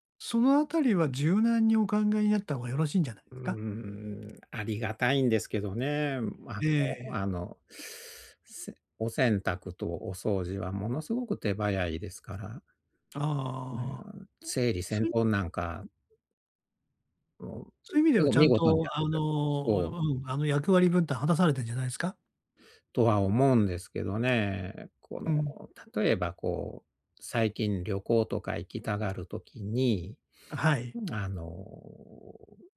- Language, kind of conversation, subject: Japanese, advice, パートナーと別れるべきか、関係を修復すべきか、どのように決断すればよいですか?
- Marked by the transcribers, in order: other background noise; "整理整頓" said as "つぇりせんとん"